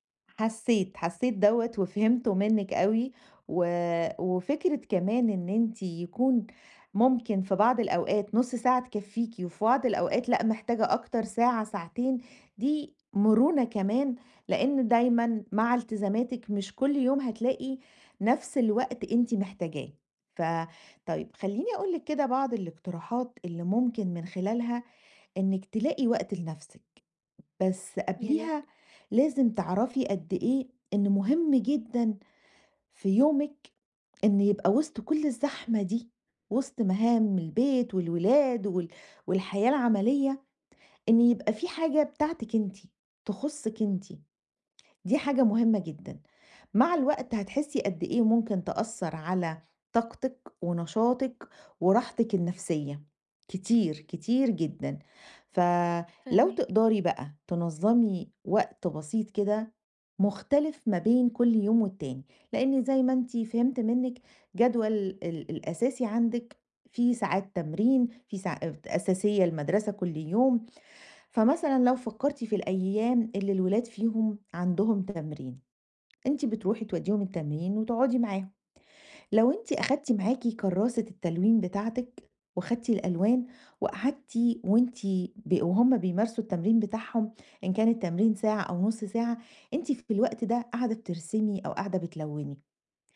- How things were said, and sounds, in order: tapping; other background noise
- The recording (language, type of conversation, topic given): Arabic, advice, إزاي ألاقي وقت للهوايات والترفيه وسط الشغل والدراسة والالتزامات التانية؟